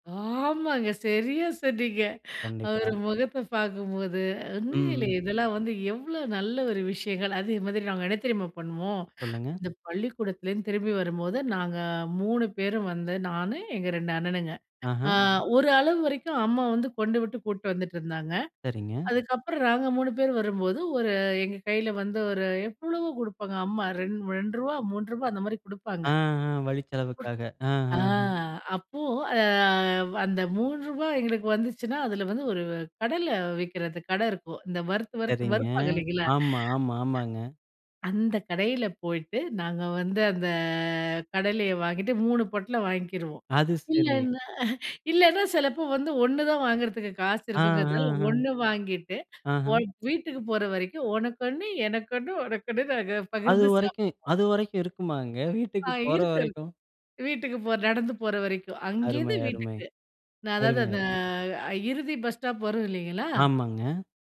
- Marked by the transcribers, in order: drawn out: "ஆமாங்க"; laugh; laughing while speaking: "உனக்கு ஒண்ணு எனக்கொன்னு உனக்கொன்னு நாங்க பகிர்ந்து சாப்பிடுவோம்"
- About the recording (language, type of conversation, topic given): Tamil, podcast, மீண்டும் சொந்த ஊருக்கு சென்று உணர்ந்தது எப்படி?